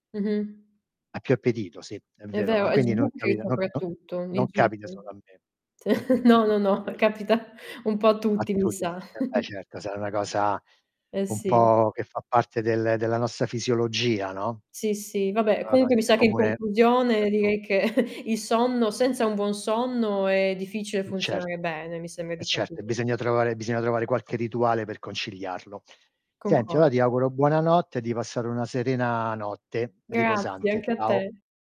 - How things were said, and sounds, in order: distorted speech; chuckle; giggle; other background noise; chuckle; "conciliarlo" said as "concigliarlo"; "allora" said as "alloa"; tapping
- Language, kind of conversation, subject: Italian, unstructured, Qual è il tuo rituale serale per dormire bene?